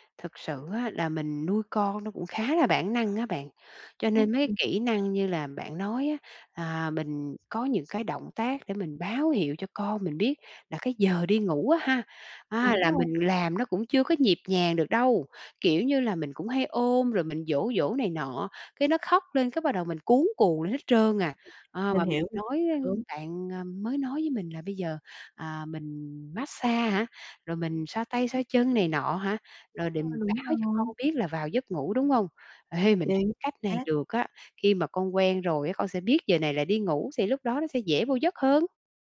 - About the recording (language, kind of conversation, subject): Vietnamese, advice, Việc nuôi con nhỏ khiến giấc ngủ của bạn bị gián đoạn liên tục như thế nào?
- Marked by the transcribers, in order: other background noise; tapping; in English: "mát-xa"; "massage" said as "mát-xa"